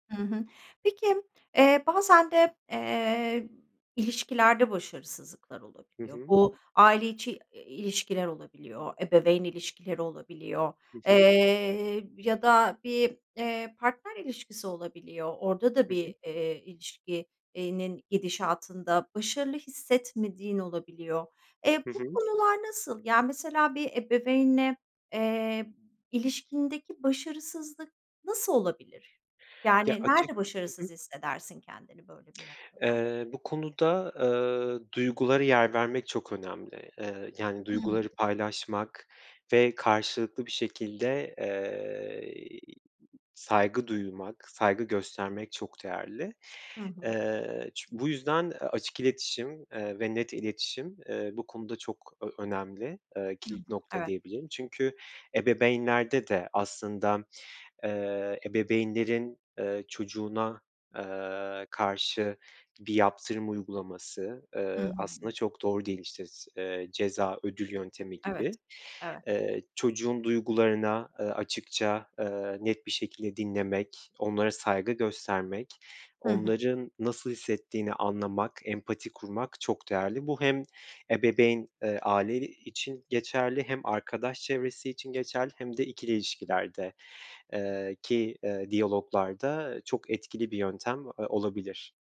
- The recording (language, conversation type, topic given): Turkish, podcast, Başarısızlıkla karşılaştığında ne yaparsın?
- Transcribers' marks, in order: other background noise; "ebeveynlerde" said as "ebebeynlerde"; "ebeveynlerin" said as "ebebeynlerin"; "ebeveyn" said as "ebebeyn"